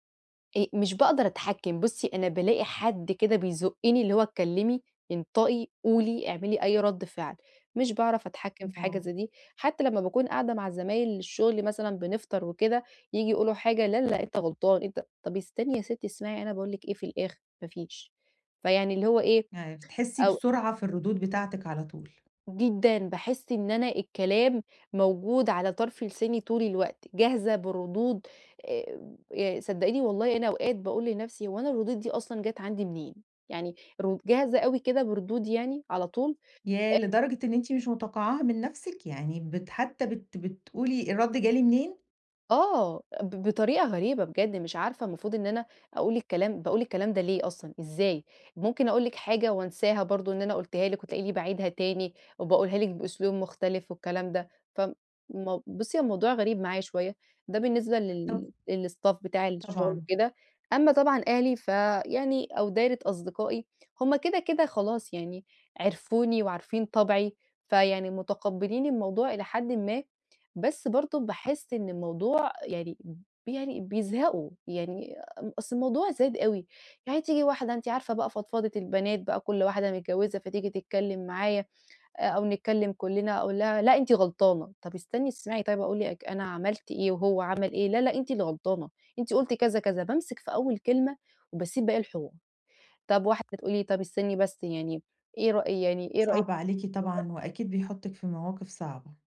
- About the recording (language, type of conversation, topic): Arabic, advice, إزاي أشارك بفعالية في نقاش مجموعة من غير ما أقاطع حد؟
- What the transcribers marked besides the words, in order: other background noise; in English: "للstaff"; unintelligible speech